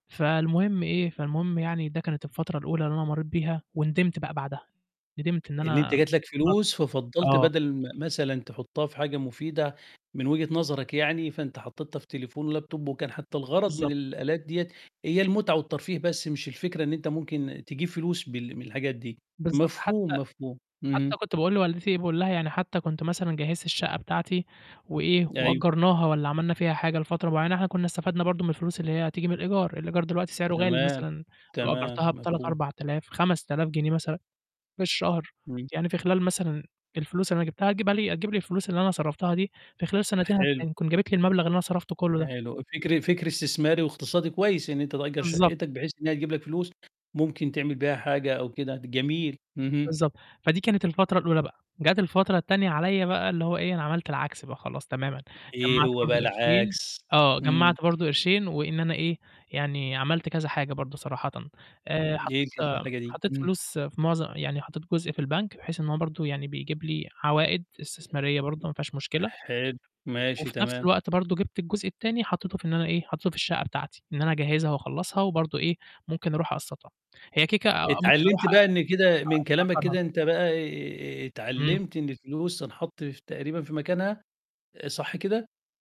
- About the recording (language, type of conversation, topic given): Arabic, podcast, إزاي تختار بين إنك ترتاح ماليًا دلوقتي وبين إنك تبني ثروة بعدين؟
- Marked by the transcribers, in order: tapping; unintelligible speech; in English: "ولاب توب"